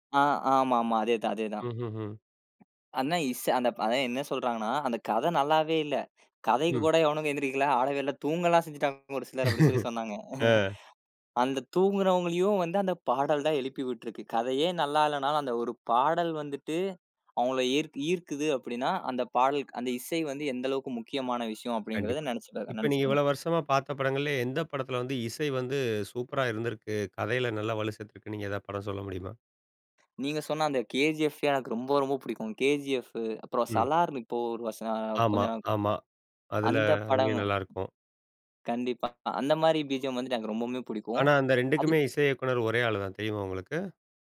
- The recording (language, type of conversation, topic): Tamil, podcast, கதை சொல்லுதலில் இசை எவ்வளவு முக்கியமான பங்கு வகிக்கிறது?
- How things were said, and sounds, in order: other noise; inhale; laugh; other background noise